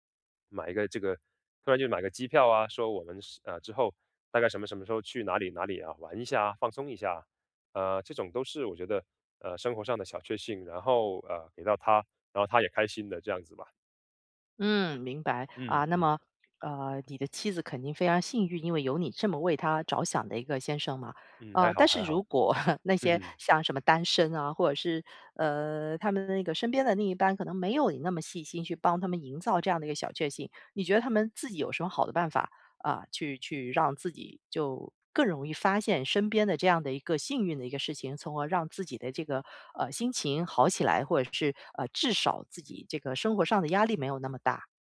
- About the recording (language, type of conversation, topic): Chinese, podcast, 能聊聊你日常里的小确幸吗？
- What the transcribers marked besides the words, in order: laugh; chuckle